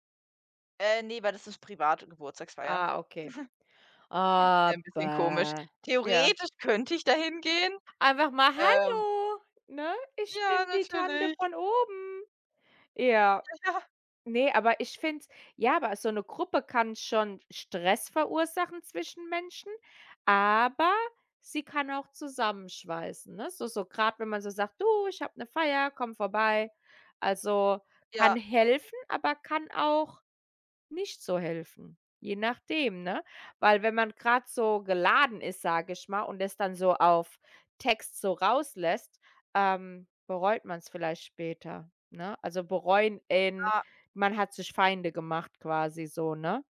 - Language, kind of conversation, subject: German, unstructured, Wie kann man das Zusammenleben in einer Nachbarschaft verbessern?
- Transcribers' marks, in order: chuckle; drawn out: "Aber"; put-on voice: "Hallo"; put-on voice: "Ich bin die Tante von oben"; joyful: "Ja, natürlich"; laughing while speaking: "Ja, ja"; drawn out: "aber"